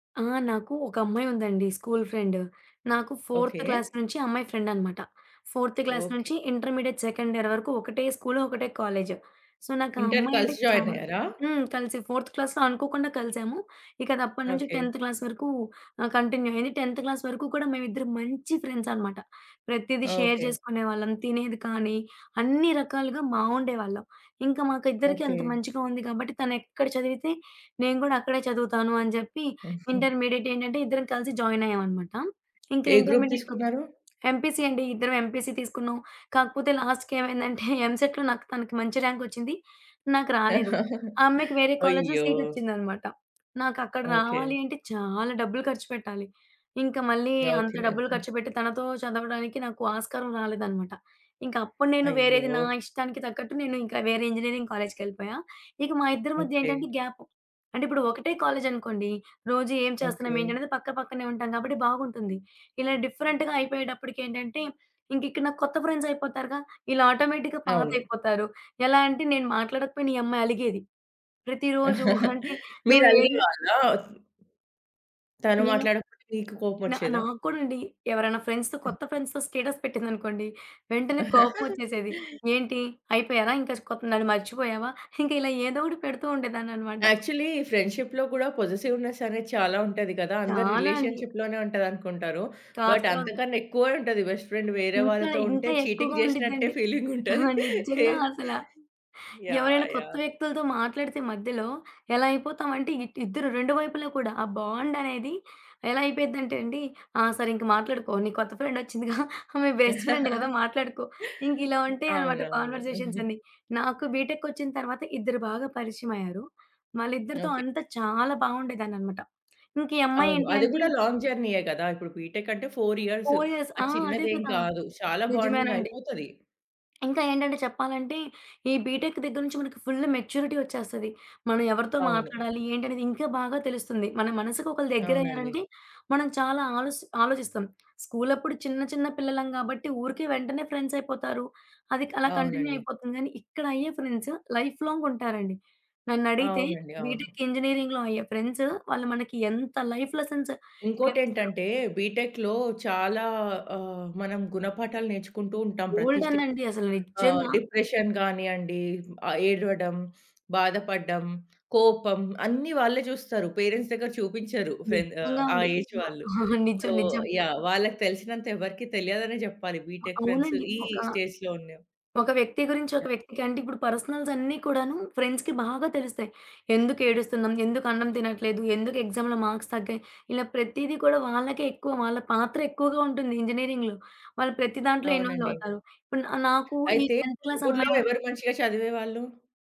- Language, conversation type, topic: Telugu, podcast, పాత స్నేహితులతో సంబంధాన్ని ఎలా నిలుపుకుంటారు?
- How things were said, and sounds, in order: in English: "ఫ్రెండ్"; in English: "ఫోర్త్ క్లాస్"; in English: "ఫోర్త్ క్లాస్"; in English: "ఇంటర్మీడియేట్ సెకండ్ ఇయర్"; in English: "సో"; in English: "జాయిన్"; in English: "ఫోర్త్ క్లాస్‌లో"; tapping; other background noise; in English: "టెంత్ క్లాస్"; in English: "కంటిన్యూ"; in English: "టెంత్ క్లాస్"; in English: "షేర్"; in English: "ఇంటర్మీడియేట్"; in English: "గ్రూప్"; in English: "ఇంటర్మీడియట్‌లో ఎంపీసీ"; in English: "ఎంపీసీ"; in English: "లాస్ట్‌కి"; in English: "ఎంసెట్‌లో"; chuckle; in English: "గ్యాప్"; in English: "డిఫరెంట్‌గా"; in English: "ఆటోమేటిక్‌గా"; chuckle; giggle; in English: "ఫ్రెండ్స్‌తో"; in English: "ఫ్రెండ్స్‌తో స్టేటస్"; chuckle; in English: "యాక్చువల్లీ ఫ్రెండ్‌షిప్‌లో"; in English: "పొజిటివ్‌నెస్"; in English: "రిలేషన్‌షిలోనే"; in English: "బట్"; in English: "బెస్ట్ ఫ్రెండ్"; chuckle; in English: "చీటింగ్"; laughing while speaking: "ఫీలింగుంటది"; chuckle; in English: "బెస్ట్ ఫ్రెండ్"; chuckle; in English: "బీటెక్‌కొచ్చిన"; giggle; in English: "లాంగ్"; in English: "బీటెక్"; in English: "ఫోర్ ఇయర్స్"; in English: "బాండింగ్"; in English: "బీటెక్"; in English: "ఫుల్ మెచ్యూరిటీ"; in English: "కంటిన్యూ"; in English: "ఫ్రెండ్స్ లైఫ్‌లాంగ్"; in English: "బీటెక్"; in English: "ఫ్రెండ్స్"; in English: "లైఫ్ లెసన్స్"; in English: "బీటెక్‌లో"; in English: "గోల్డెన్"; in English: "డిప్రెషన్"; in English: "పేరెంట్స్"; in English: "ఫ్రెండ్"; in English: "ఏజ్"; in English: "సో"; chuckle; in English: "బీటెక్ ఫ్రెండ్స్"; in English: "స్టేజ్‌లో"; in English: "పర్సనల్స్"; in English: "ఫ్రెండ్స్‌కి"; in English: "ఎగ్జామ్‌లో మార్క్స్"; in English: "ఇన్‌వాల్వ్"; in English: "టెంత్ క్లాస్"